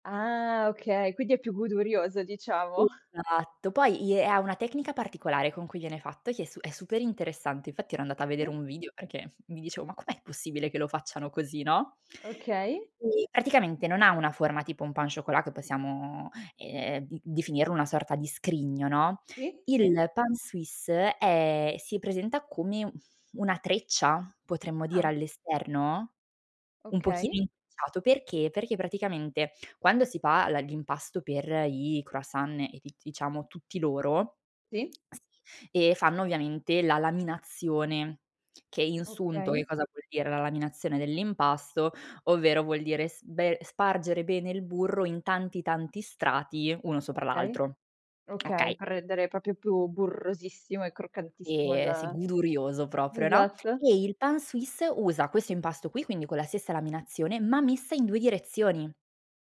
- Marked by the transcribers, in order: drawn out: "Ah"; other background noise; chuckle; tapping; drawn out: "possiamo"; drawn out: "è"; "proprio" said as "popio"
- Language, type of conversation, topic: Italian, podcast, Parlami di un cibo locale che ti ha conquistato.